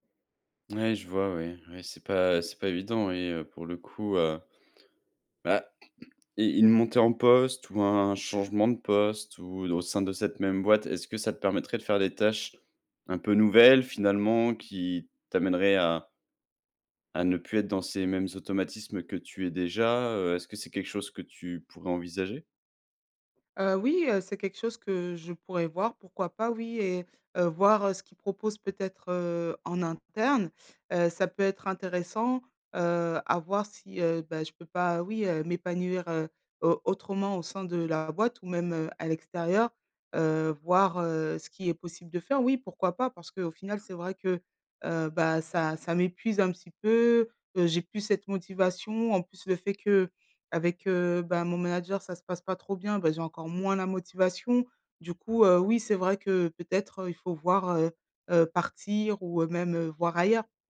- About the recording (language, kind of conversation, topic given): French, advice, Comment puis-je redonner du sens à mon travail au quotidien quand il me semble routinier ?
- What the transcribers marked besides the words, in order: other background noise; tapping; stressed: "moins"